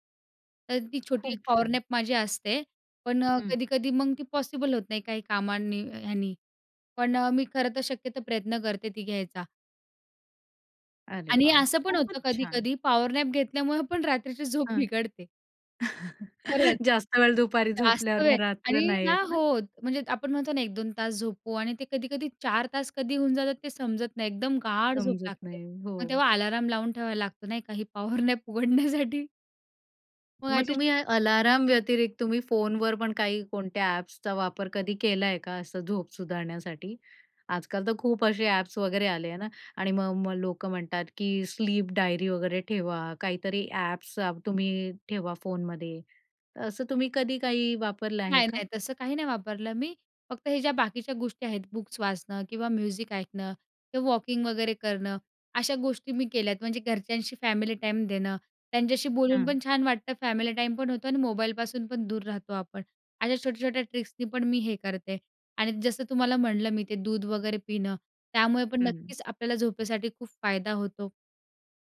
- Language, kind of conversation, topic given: Marathi, podcast, झोप सुधारण्यासाठी तुम्ही काय करता?
- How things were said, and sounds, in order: in English: "फॉरनप"; "पॉवर नॅप" said as "फॉरनप"; in English: "पॉवर नॅप"; laughing while speaking: "पण रात्रीची झोप बिघडते"; chuckle; laughing while speaking: "जास्त वेळ दुपारी झोपल्यावर मग रात्र नाही येत ना?"; laughing while speaking: "ही पॉवर नॅप उघडण्यासाठी"; in English: "पॉवर नॅप"; in English: "स्लीप डायरी"; in English: "बुक्स"; in English: "म्युझिक"; in English: "ट्रिक्सनी"